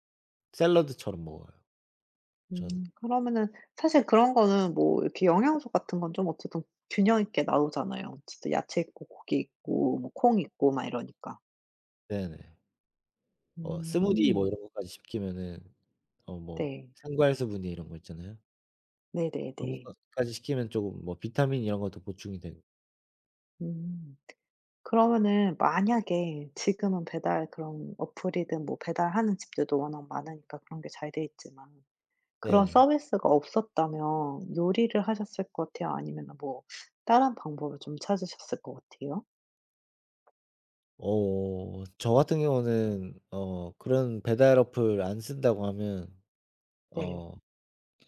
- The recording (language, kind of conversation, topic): Korean, unstructured, 음식 배달 서비스를 너무 자주 이용하는 것은 문제가 될까요?
- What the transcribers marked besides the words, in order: tapping; other background noise